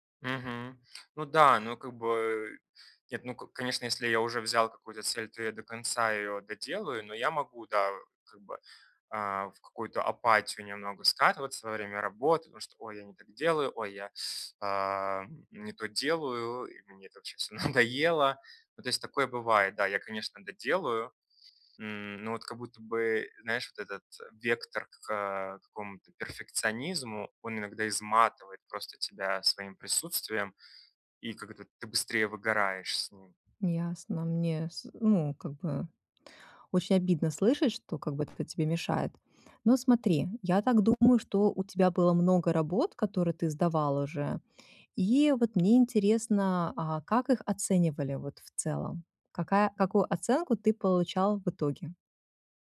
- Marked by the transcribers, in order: other background noise; tapping
- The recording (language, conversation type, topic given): Russian, advice, Как перестать позволять внутреннему критику подрывать мою уверенность и решимость?